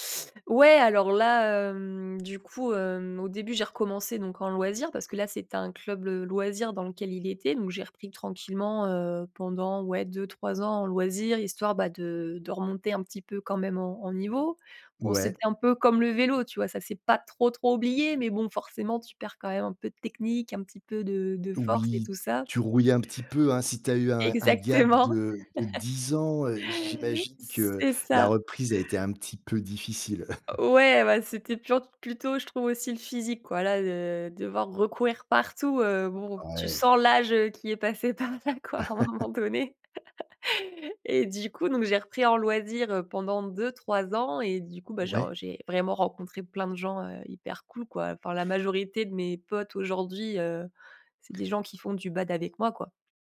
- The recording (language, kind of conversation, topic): French, podcast, Peux-tu me parler d’un loisir qui te passionne et m’expliquer comment tu as commencé ?
- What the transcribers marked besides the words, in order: laughing while speaking: "Exactement"; laugh; chuckle; laughing while speaking: "par là quoi à un moment donné"; laugh